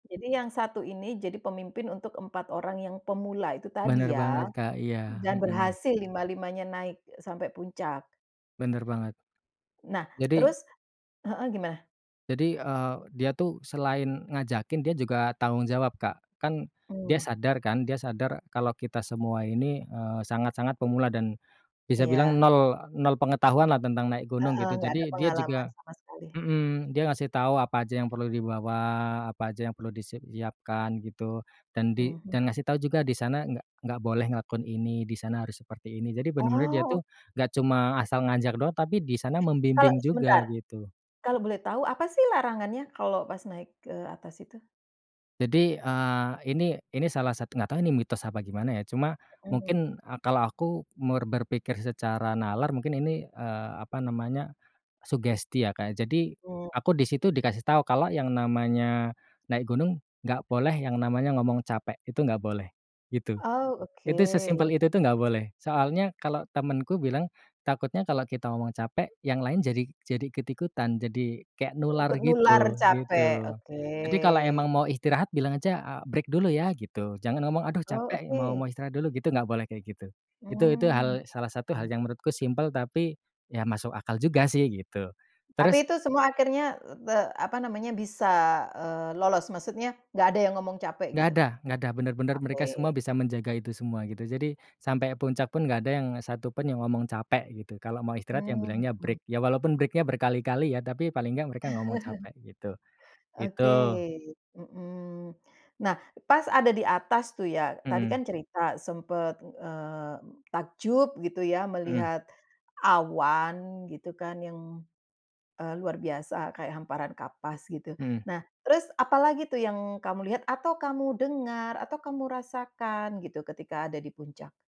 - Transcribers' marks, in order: other background noise; in English: "Break"; in English: "break"; in English: "break-nya"; chuckle
- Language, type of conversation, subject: Indonesian, podcast, Ceritakan pengalaman paling menenangkan yang pernah kamu alami saat berada di alam?